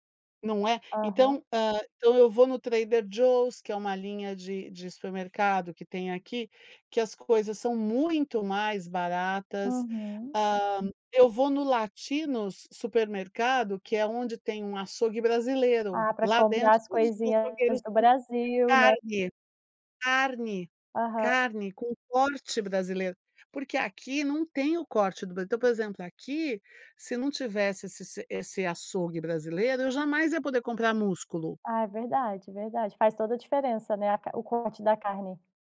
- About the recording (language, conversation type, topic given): Portuguese, podcast, Como você organiza a cozinha para facilitar o preparo das refeições?
- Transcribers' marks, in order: unintelligible speech; tapping